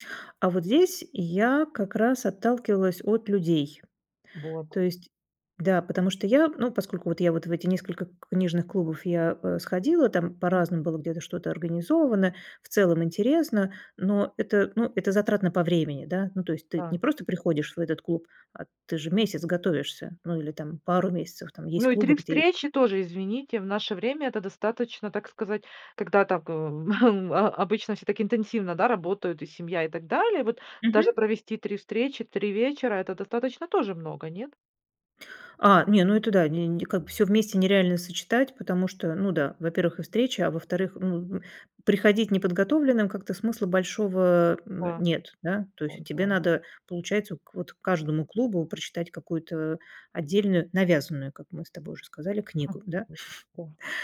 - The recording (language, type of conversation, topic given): Russian, podcast, Как понять, что ты наконец нашёл своё сообщество?
- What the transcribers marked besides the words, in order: chuckle; chuckle